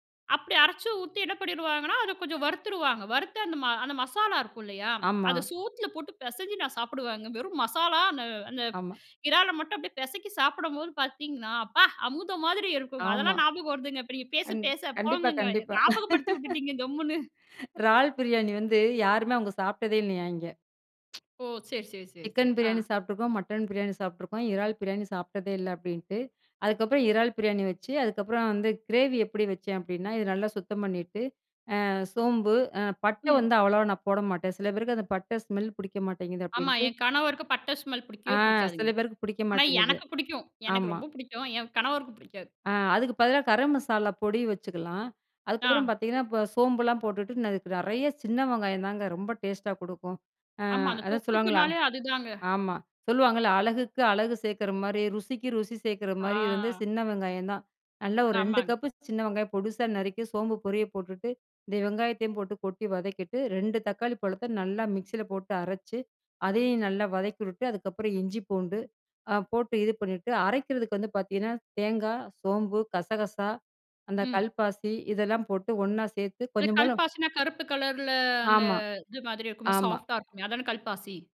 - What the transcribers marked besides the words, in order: laugh; tsk; in English: "கிரேவி"; in English: "ஸ்மெல்"; in English: "ஸ்மெல்"; drawn out: "ஆ"; in English: "சாஃப்ட்டா"
- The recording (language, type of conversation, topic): Tamil, podcast, சமையலில் உங்களுக்குப் பிடித்த சமையல் செய்முறை எது?